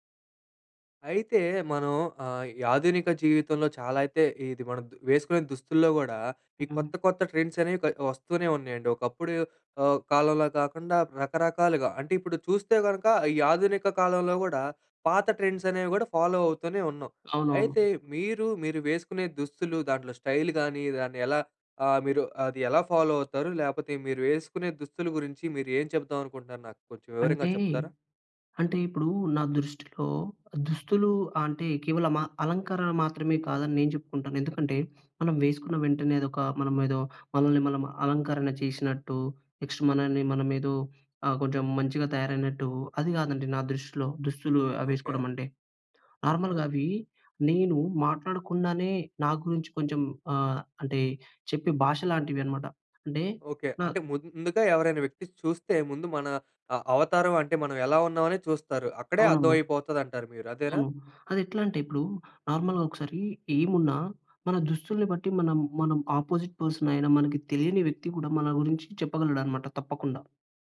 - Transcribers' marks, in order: other background noise; in English: "ట్రెండ్స్"; in English: "ట్రెండ్స్"; in English: "ఫాలో"; tapping; in English: "స్టైల్"; in English: "ఫాలో"; in English: "నెక్స్ట్"; in English: "నార్మల్‍గా"; in English: "నార్మల్‌గా"; in English: "ఆపోసిట్ పర్సన్"
- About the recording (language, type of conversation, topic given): Telugu, podcast, మీ దుస్తులు మీ గురించి ఏమి చెబుతాయనుకుంటారు?